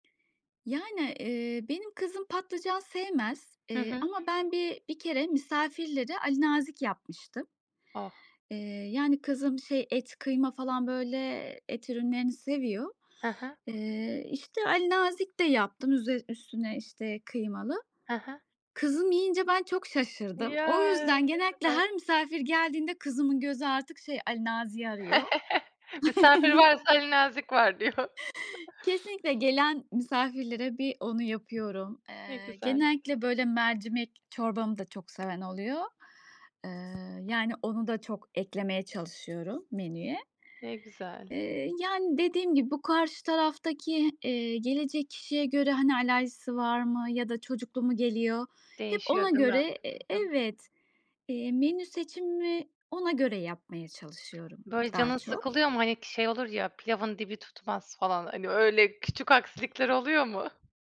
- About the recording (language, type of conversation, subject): Turkish, podcast, Misafir ağırlamaya hazırlanırken neler yapıyorsun?
- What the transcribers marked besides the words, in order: other background noise; chuckle; giggle; background speech; laughing while speaking: "diyor"; chuckle; tapping; chuckle